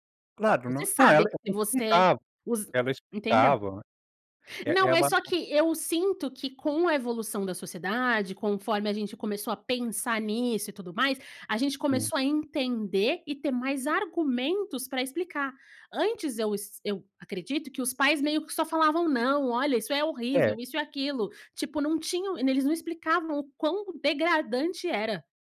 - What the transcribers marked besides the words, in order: none
- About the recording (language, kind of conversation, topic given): Portuguese, podcast, Você já teve vergonha do que costumava ouvir?